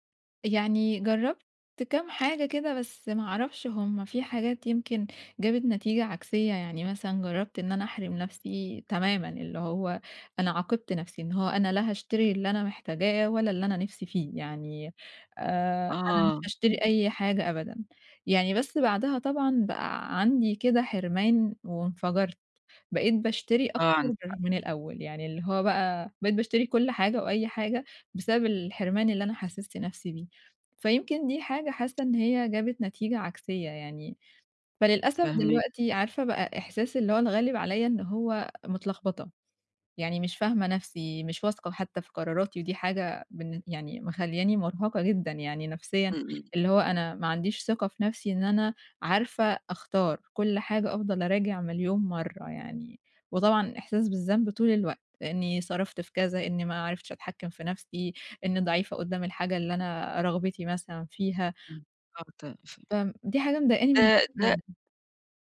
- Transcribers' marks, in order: tapping; background speech; unintelligible speech
- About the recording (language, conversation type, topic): Arabic, advice, إزاي أفرق بين الحاجة الحقيقية والرغبة اللحظية وأنا بتسوق وأتجنب الشراء الاندفاعي؟